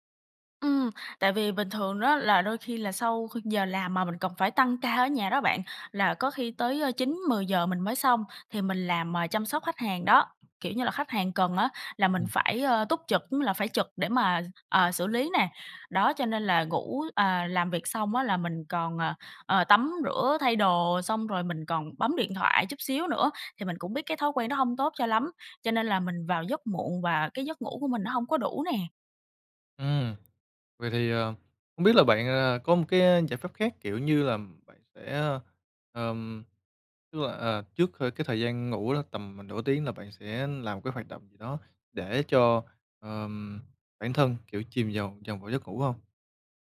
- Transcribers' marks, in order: tapping; other background noise
- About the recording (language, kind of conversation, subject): Vietnamese, advice, Vì sao tôi vẫn mệt mỏi kéo dài dù ngủ đủ giấc và nghỉ ngơi cuối tuần mà không đỡ hơn?